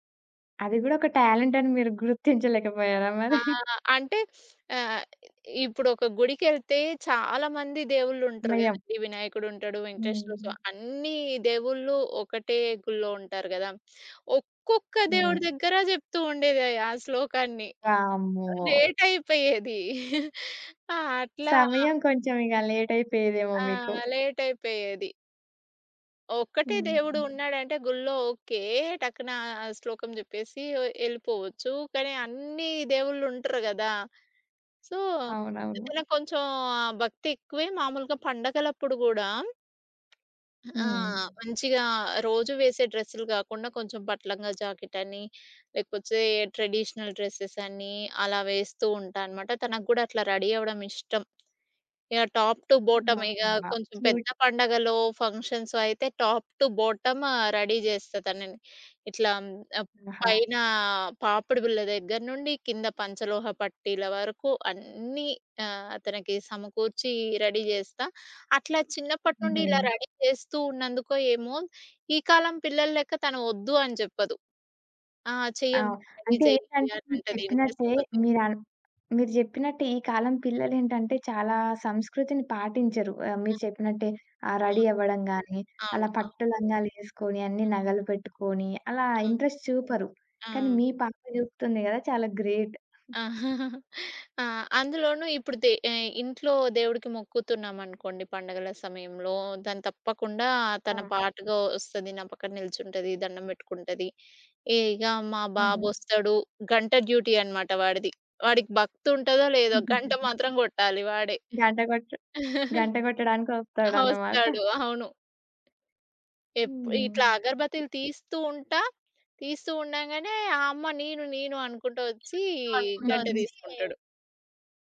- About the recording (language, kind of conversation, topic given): Telugu, podcast, మీ పిల్లలకు మీ సంస్కృతిని ఎలా నేర్పిస్తారు?
- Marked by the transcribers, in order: laughing while speaking: "మీరు గుర్తించలేకపోయారా మరి?"; sniff; other background noise; giggle; in English: "సో"; tapping; in English: "ట్రెడిషనల్ డ్రెసెస్"; in English: "రెడీ"; in English: "టాప్ టు బోటం"; in English: "క్యూట్"; in English: "ఫంక్షన్స్"; in English: "టాప్ టు బోటం"; in English: "రెడీ"; in English: "రెడీ"; in English: "రెడీ"; in English: "రెడీ"; in English: "ఇంటరెస్ట్"; in English: "రెడీ"; in English: "ఇంట్రెస్ట్"; in English: "గ్రేట్"; chuckle; in English: "డ్యూటీ"; giggle; chuckle; background speech